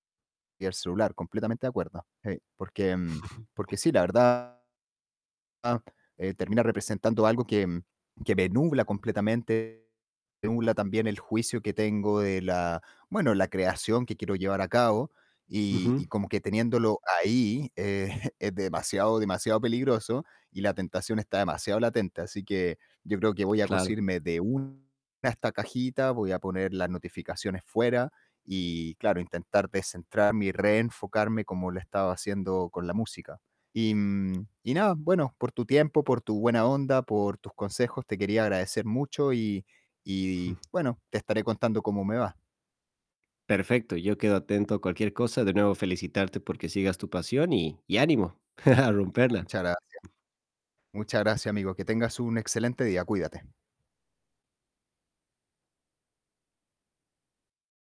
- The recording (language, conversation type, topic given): Spanish, advice, ¿Cómo te distraes con las redes sociales durante tus momentos creativos?
- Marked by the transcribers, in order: chuckle; distorted speech; chuckle; chuckle; chuckle; tapping